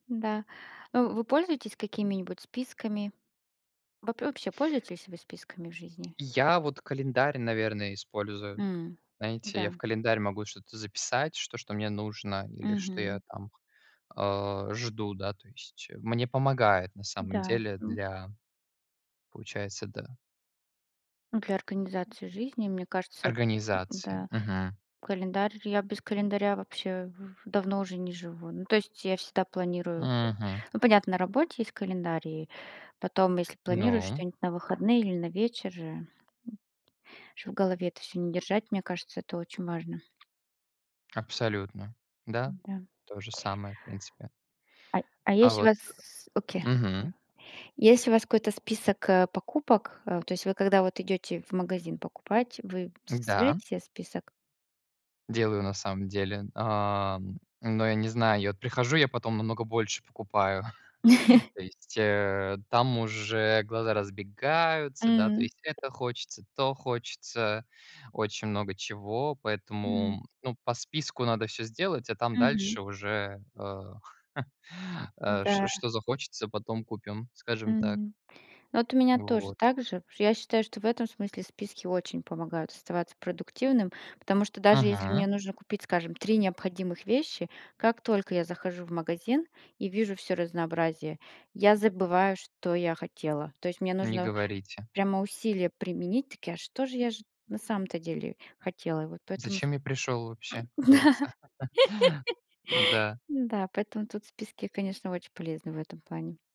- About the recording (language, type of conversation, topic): Russian, unstructured, Какие привычки помогают тебе оставаться продуктивным?
- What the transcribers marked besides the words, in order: tapping; other background noise; chuckle; other noise; chuckle; laugh; chuckle